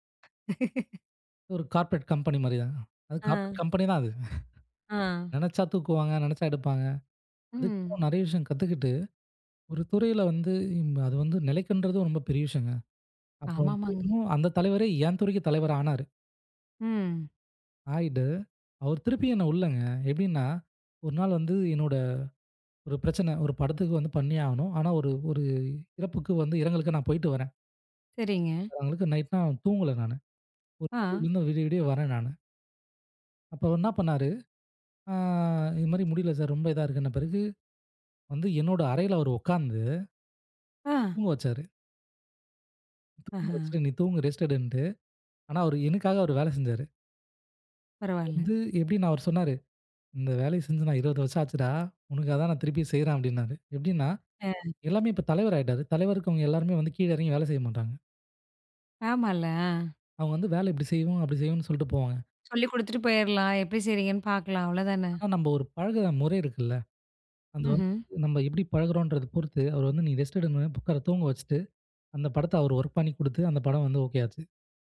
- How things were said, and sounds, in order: laugh; in English: "கார்ப்பரேட் கம்பெனி"; in English: "கார்ப்பரேட் கம்பெனி"; laugh; other noise; unintelligible speech; in English: "நைட்லா"; unintelligible speech; drawn out: "ஆ"; in English: "ரெஸ்ட்"; in English: "ரெஸ்ட்"; in English: "வொர்க்"
- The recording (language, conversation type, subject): Tamil, podcast, சிக்கலில் இருந்து உங்களை காப்பாற்றிய ஒருவரைப் பற்றி சொல்ல முடியுமா?